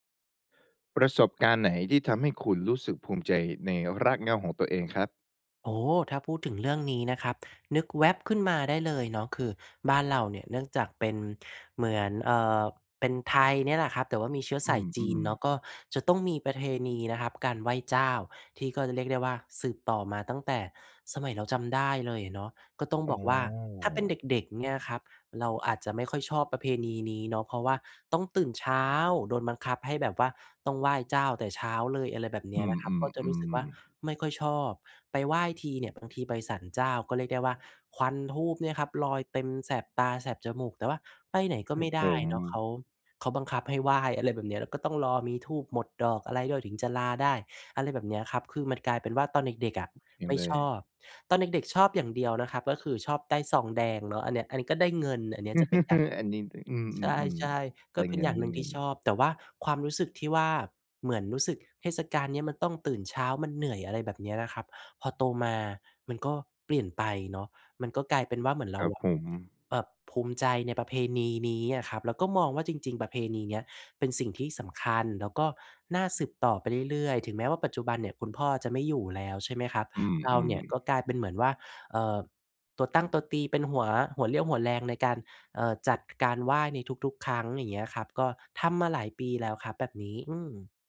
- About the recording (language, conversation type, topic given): Thai, podcast, ประสบการณ์อะไรที่ทำให้คุณรู้สึกภูมิใจในรากเหง้าของตัวเอง?
- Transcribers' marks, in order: "ประเพณี" said as "ประเทณี"; other background noise; chuckle